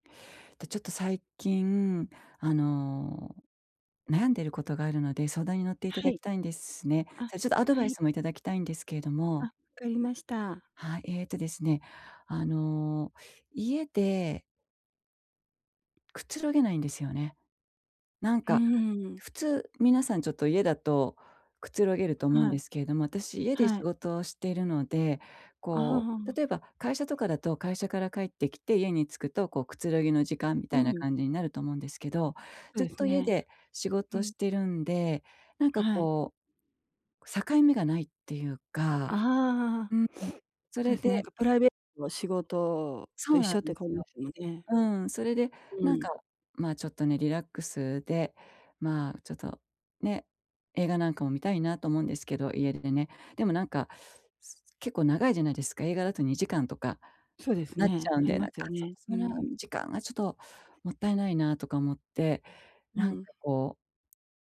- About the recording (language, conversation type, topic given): Japanese, advice, 家でリラックスして休めないときはどうすればいいですか？
- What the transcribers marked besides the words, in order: other noise; sniff